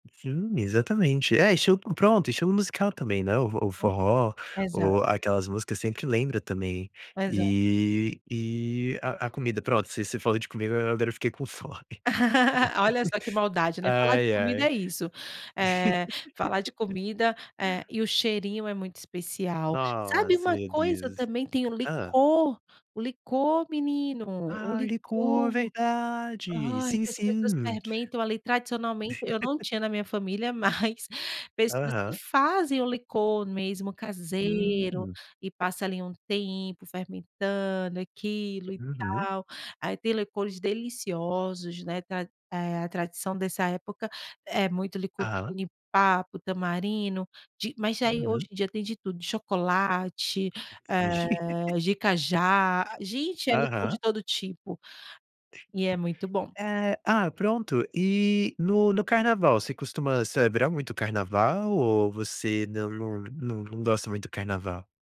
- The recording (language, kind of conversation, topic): Portuguese, podcast, Você pode me contar uma tradição da sua família?
- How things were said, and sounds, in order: laugh; laughing while speaking: "fome"; laugh; laugh; laughing while speaking: "mas"; "tamarindo" said as "tamarino"; laugh; tapping